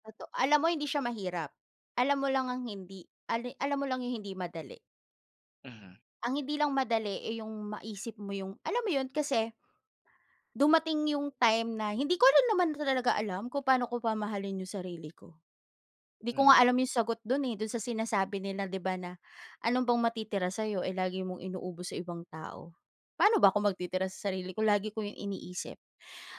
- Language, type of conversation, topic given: Filipino, podcast, Ano ang pinakamalaking pagbabago na ginawa mo para sundin ang puso mo?
- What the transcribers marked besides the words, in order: none